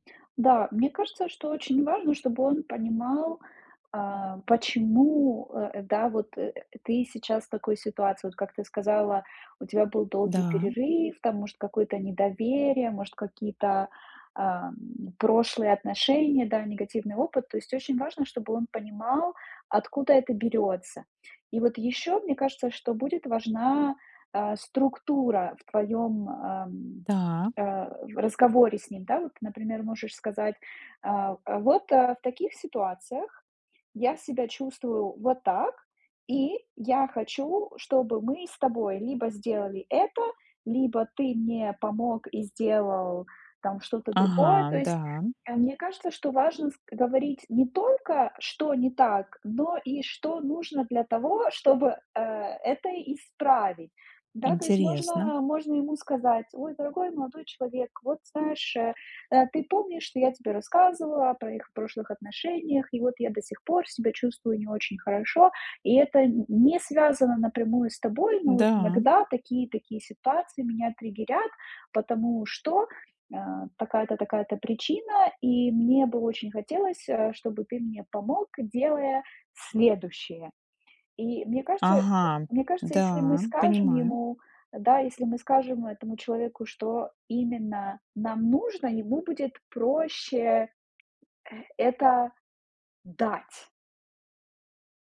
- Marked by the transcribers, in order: tapping
- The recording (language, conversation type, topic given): Russian, advice, Как справиться с подозрениями в неверности и трудностями с доверием в отношениях?